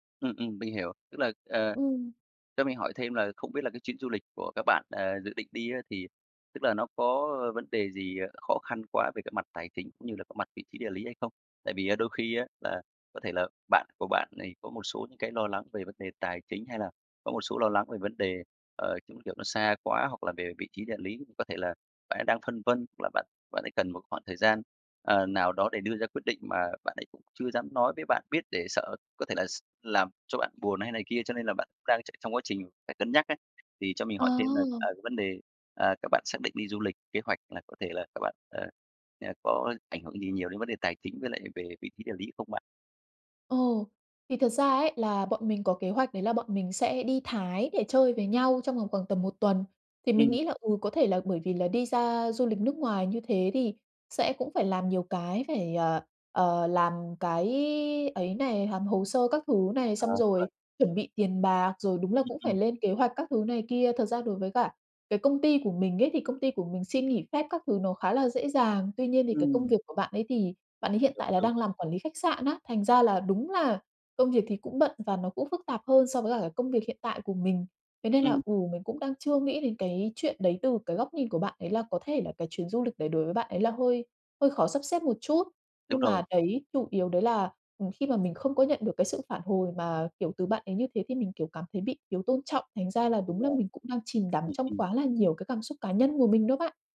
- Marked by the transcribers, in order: other background noise; unintelligible speech; tapping
- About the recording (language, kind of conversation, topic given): Vietnamese, advice, Làm thế nào để giao tiếp với bạn bè hiệu quả hơn, tránh hiểu lầm và giữ gìn tình bạn?